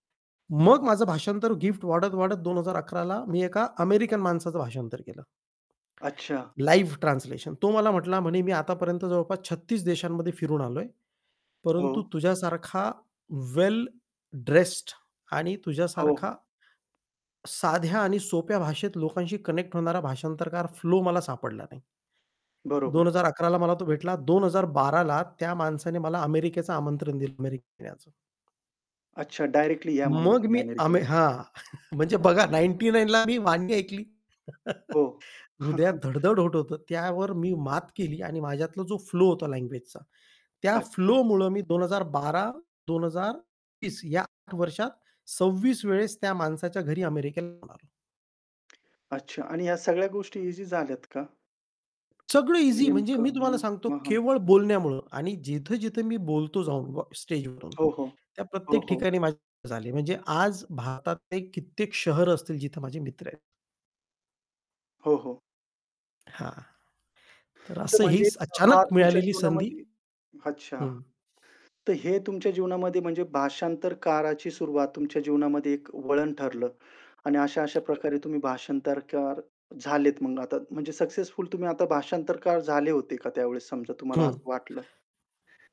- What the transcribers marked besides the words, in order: tapping; other background noise; in English: "लाईव्ह ट्रान्सलेशन"; in English: "वेल ड्रेस्ड"; static; in English: "कनेक्ट"; chuckle; distorted speech; in English: "नाइन्टी नाईन ला"; chuckle; unintelligible speech
- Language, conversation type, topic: Marathi, podcast, अचानक मिळालेल्या संधीमुळे तुमच्या आयुष्याची दिशा कशी बदलली?